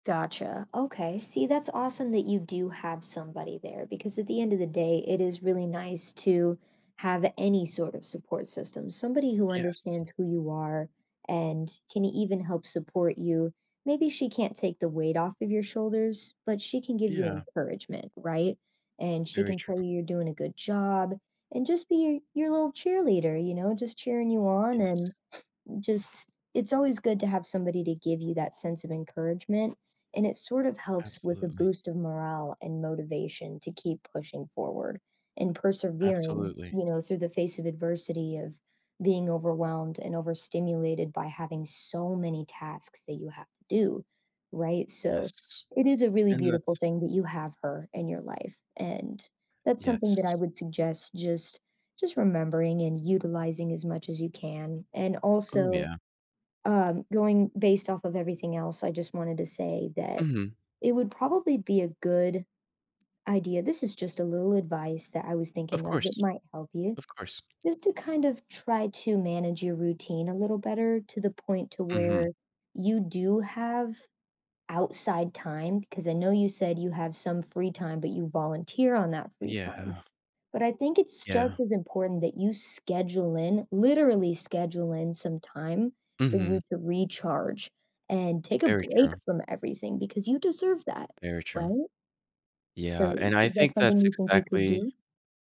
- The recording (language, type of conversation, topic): English, advice, How can I manage too many commitments?
- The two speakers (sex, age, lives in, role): female, 25-29, United States, advisor; male, 30-34, United States, user
- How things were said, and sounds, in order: none